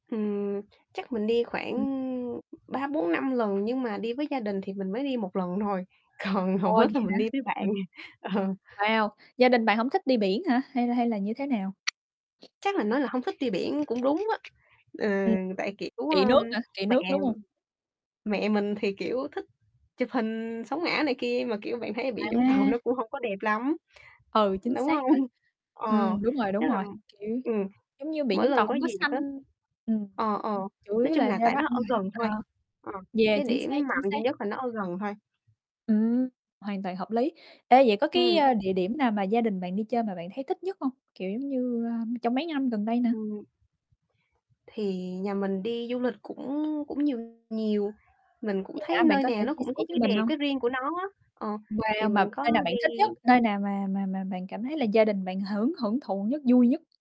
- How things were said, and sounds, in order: other background noise; laughing while speaking: "Còn hầu hết là mình đi với bạn. Ờ"; tapping; distorted speech; laughing while speaking: "Vũng Tàu"; laughing while speaking: "không?"; unintelligible speech; other animal sound; static
- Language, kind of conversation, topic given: Vietnamese, unstructured, Bạn và gia đình thường cùng nhau đi đâu chơi?
- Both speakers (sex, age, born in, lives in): female, 20-24, Vietnam, Vietnam; female, 25-29, Vietnam, United States